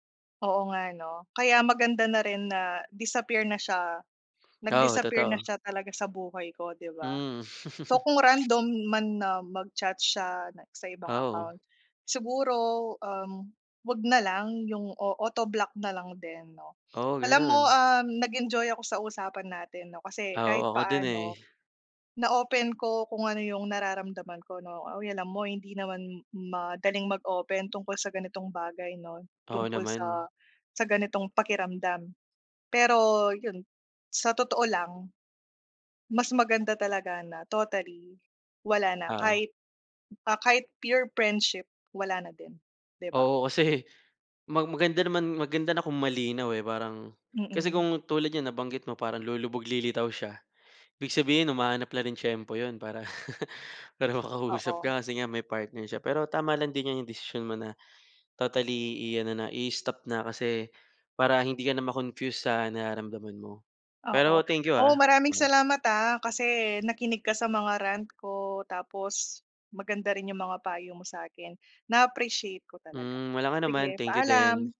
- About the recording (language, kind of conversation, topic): Filipino, advice, Paano ko haharapin ang ex ko na gustong maging kaibigan agad pagkatapos ng hiwalayan?
- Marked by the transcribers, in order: tapping; giggle; in English: "o-autoblock"; chuckle; chuckle; laughing while speaking: "para makausap ka"; in English: "ma-confuse"; in English: "rant"; in English: "Na-appreciate"